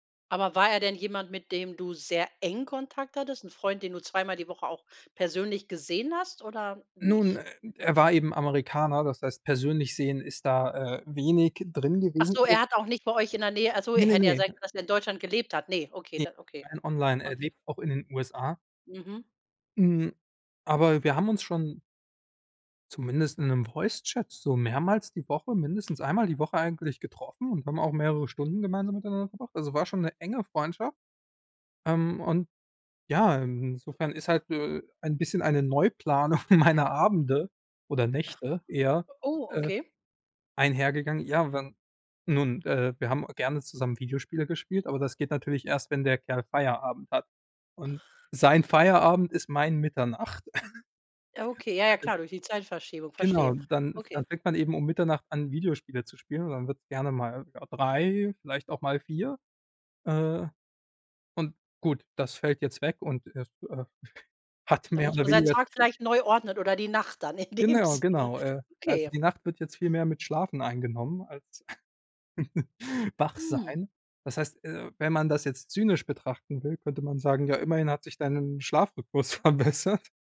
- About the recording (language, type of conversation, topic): German, podcast, Wie gehst du normalerweise mit Konflikten im Team um?
- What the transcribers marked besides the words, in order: stressed: "eng"; unintelligible speech; other background noise; laughing while speaking: "meiner"; cough; laughing while speaking: "in dem"; chuckle; laughing while speaking: "verbessert"